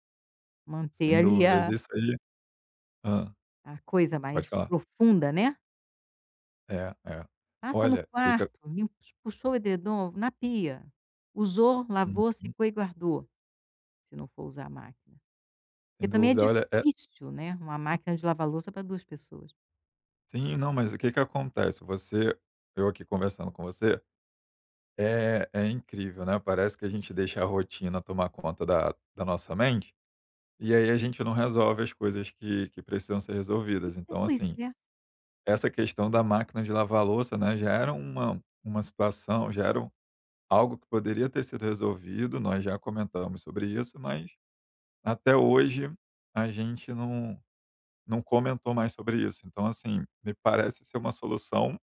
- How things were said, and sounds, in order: none
- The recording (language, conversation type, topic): Portuguese, advice, Como podemos definir papéis claros e dividir as tarefas para destravar o trabalho criativo?
- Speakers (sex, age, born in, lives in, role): female, 65-69, Brazil, Portugal, advisor; male, 35-39, Brazil, Germany, user